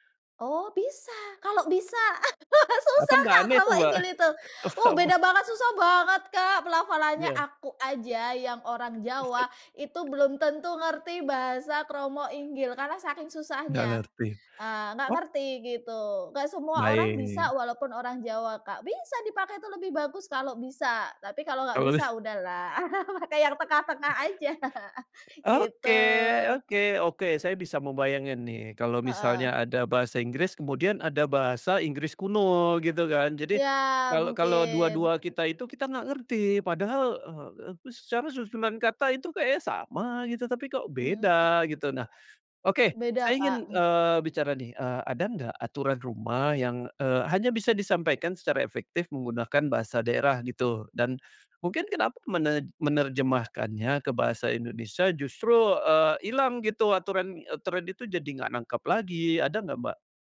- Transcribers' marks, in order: laugh; unintelligible speech; unintelligible speech; laugh; laugh
- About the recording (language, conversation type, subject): Indonesian, podcast, Bagaimana kebiasaanmu menggunakan bahasa daerah di rumah?